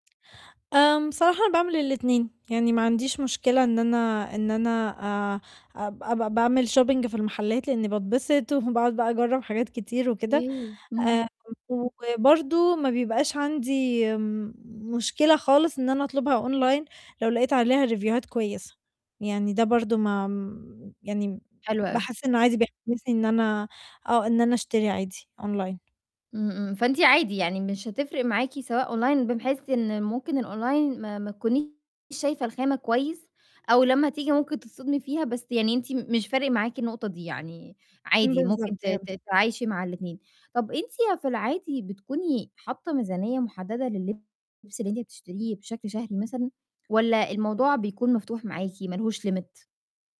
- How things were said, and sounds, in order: in English: "shopping"; chuckle; laughing while speaking: "وباقعد"; in English: "أونلاين"; in English: "ريفيوهات"; in English: "أونلاين"; in English: "أونلاين"; in English: "الأونلاين"; distorted speech; in English: "limit؟"
- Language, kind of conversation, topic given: Arabic, advice, إزاي أشتري هدوم بذكاء عشان ماشتريش حاجات وتفضل في الدولاب من غير ما ألبسها؟